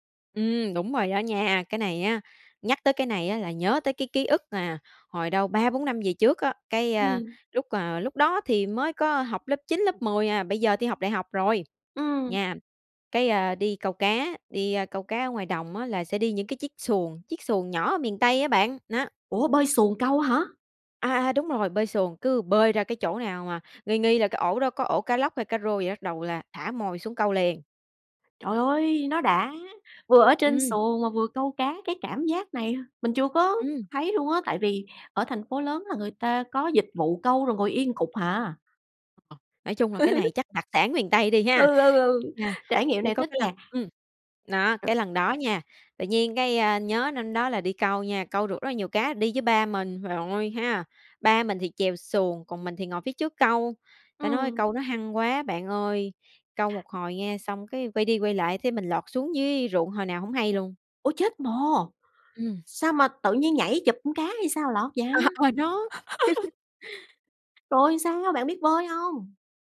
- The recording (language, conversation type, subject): Vietnamese, podcast, Có món ăn nào khiến bạn nhớ về nhà không?
- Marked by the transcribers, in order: tapping; other background noise; laugh; laughing while speaking: "Ừ, ừ, ừ"; unintelligible speech; laughing while speaking: "À, à đó"; laugh